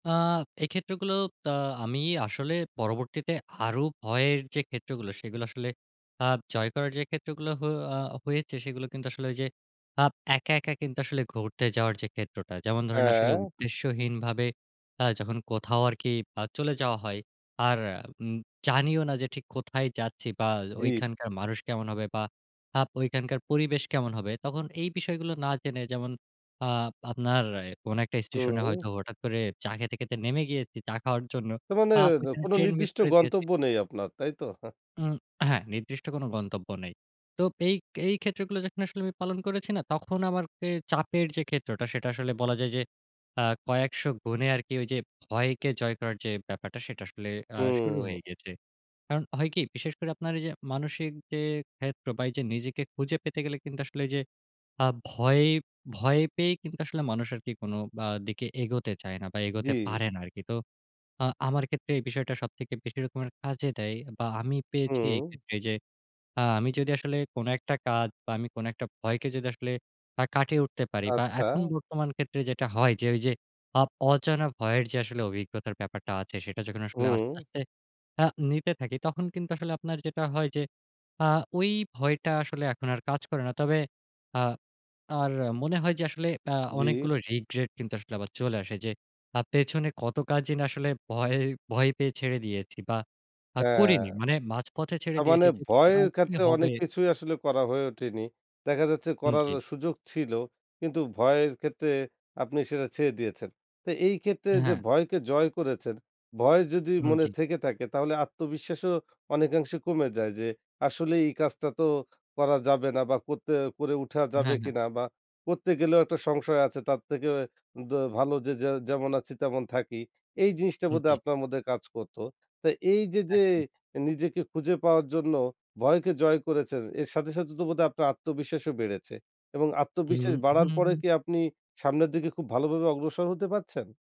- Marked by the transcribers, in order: scoff; other background noise; tapping
- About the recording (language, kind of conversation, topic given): Bengali, podcast, নিজেকে খুঁজে পাওয়ার গল্পটা বলবেন?